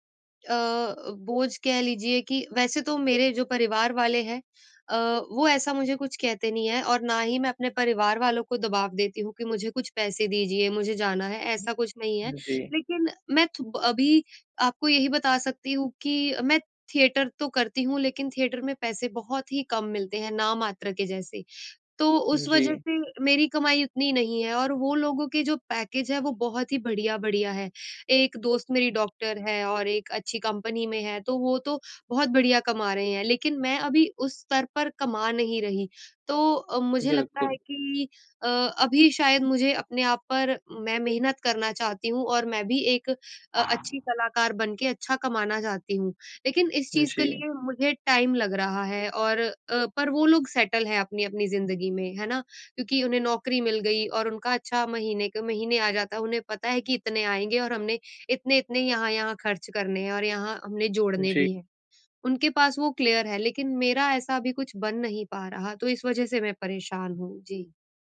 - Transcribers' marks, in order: in English: "पैकेज़"; other background noise; in English: "टाइम"; in English: "सेटल"; in English: "क्लियर"
- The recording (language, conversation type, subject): Hindi, advice, क्या आप अपने दोस्तों की जीवनशैली के मुताबिक खर्च करने का दबाव महसूस करते हैं?